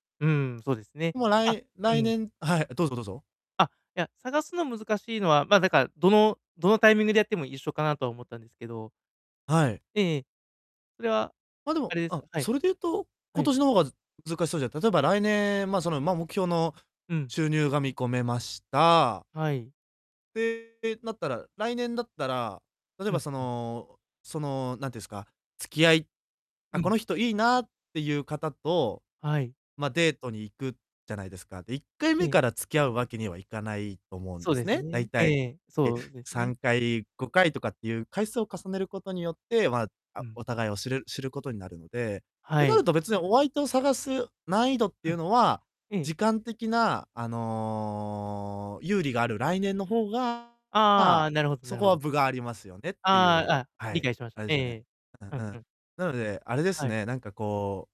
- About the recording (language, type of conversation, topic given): Japanese, advice, キャリアの長期目標をどのように設定し、成長や交渉に活かせますか？
- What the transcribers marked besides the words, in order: distorted speech